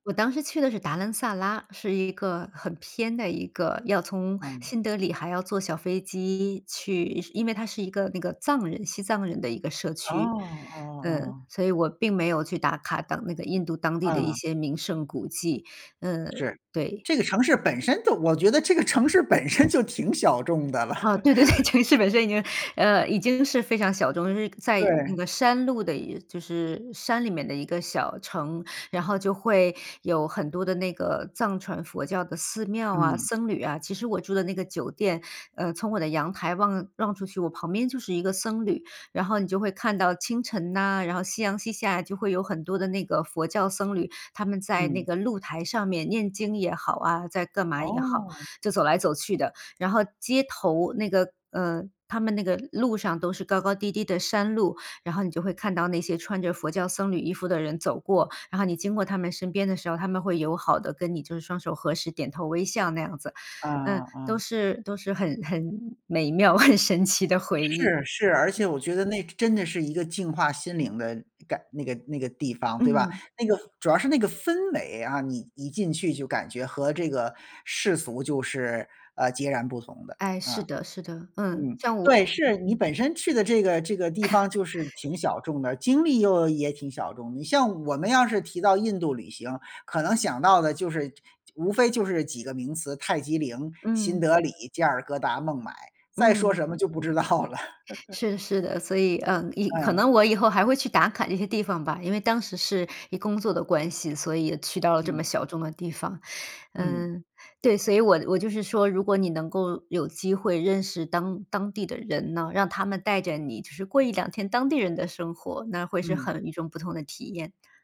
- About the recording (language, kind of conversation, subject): Chinese, podcast, 你是如何找到有趣的冷门景点的？
- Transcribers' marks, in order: other background noise; laugh; laughing while speaking: "对。城市本身已经"; laughing while speaking: "妙"; laugh; laughing while speaking: "知道了"; laugh